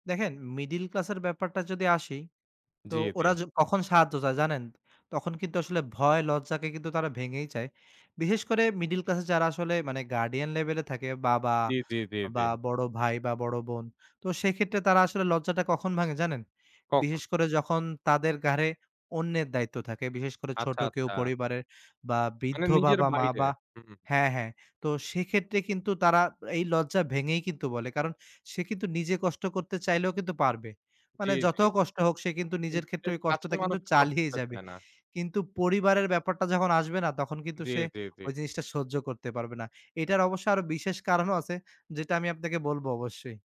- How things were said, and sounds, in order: "মিডেল" said as "মিডিল"; unintelligible speech; scoff
- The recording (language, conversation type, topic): Bengali, podcast, আপনি কীভাবে সাহায্য চাইতে ভয় কাটিয়ে উঠতে পারেন?